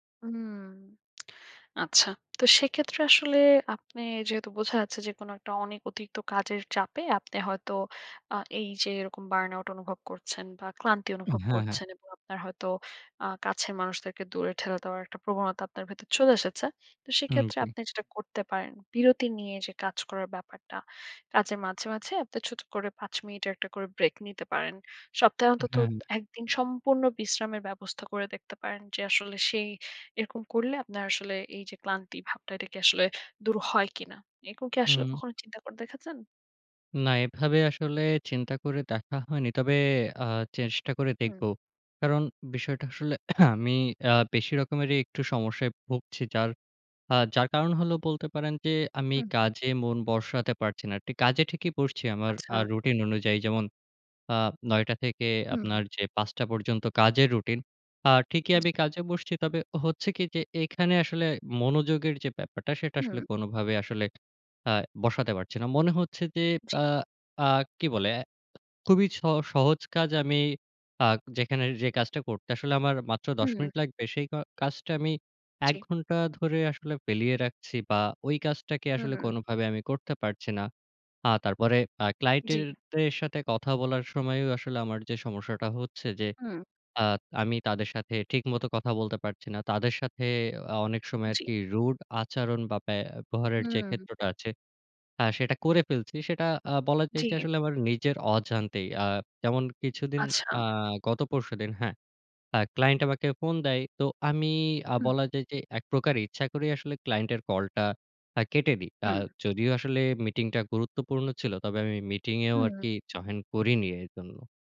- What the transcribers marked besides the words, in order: in English: "burn out"; cough; "বসাতে" said as "বরসাতে"; "ফেলে" said as "ফেলিয়ে"; "ক্লায়েন্টদের" said as "ক্লায়িন্টেরদের"
- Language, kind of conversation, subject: Bengali, advice, সারা সময় ক্লান্তি ও বার্নআউট অনুভব করছি